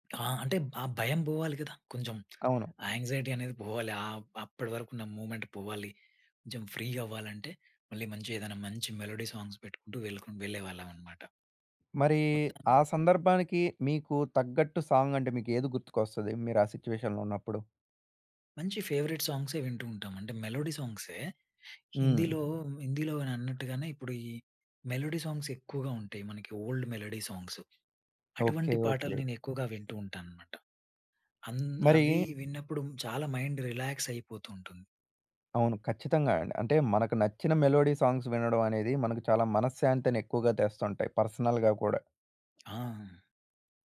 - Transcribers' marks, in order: lip smack; in English: "యాంక్సైటీ"; in English: "మూవ్మెంట్"; in English: "ఫ్రీ"; in English: "మెలోడీ సాంగ్స్"; in English: "సాంగ్"; in English: "సిట్యుయేషన్‌లో"; in English: "ఫేవరెట్"; in English: "మెలోడీ"; in English: "మెలోడీ సాంగ్స్"; in English: "ఓల్డ్ మెలోడీ"; in English: "మైండ్ రిలాక్స్"; in English: "మెలోడీ సాంగ్స్"; in English: "పర్సనల్‌గా"; other background noise
- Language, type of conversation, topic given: Telugu, podcast, ప్రయాణంలో వినడానికి మీకు అత్యుత్తమంగా అనిపించే పాట ఏది?